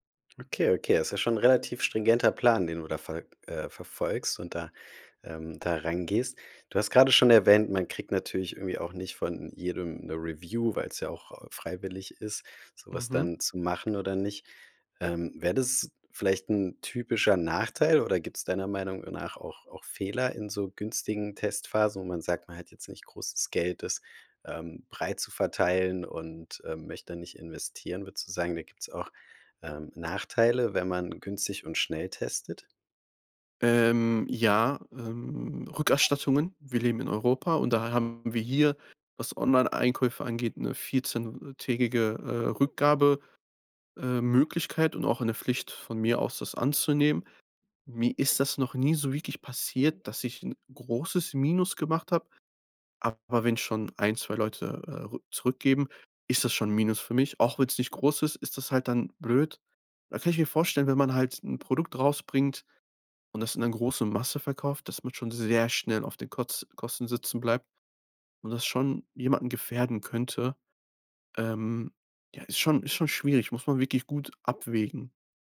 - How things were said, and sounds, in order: "Koz" said as "Kosten"
- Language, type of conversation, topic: German, podcast, Wie testest du Ideen schnell und günstig?